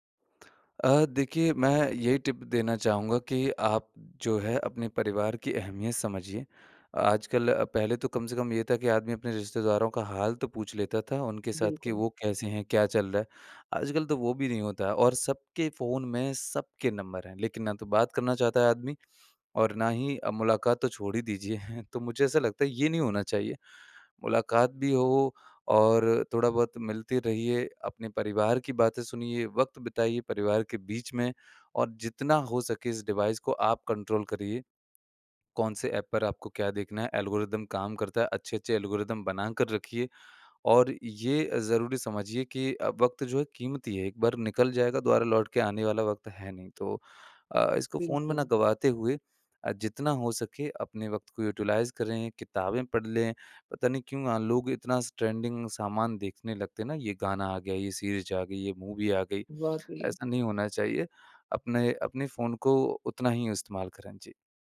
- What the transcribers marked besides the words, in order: lip smack; in English: "टिप"; chuckle; in English: "डिवाइस"; in English: "कंट्रोल"; in English: "एल्गोरिदम"; in English: "एल्गोरिदम"; in English: "यूटिलाइज़"; in English: "ट्रेंडिंग"; in English: "सीरीज़"; in English: "मूवी"
- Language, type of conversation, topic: Hindi, podcast, रात में फोन इस्तेमाल करने से आपकी नींद और मूड पर क्या असर पड़ता है?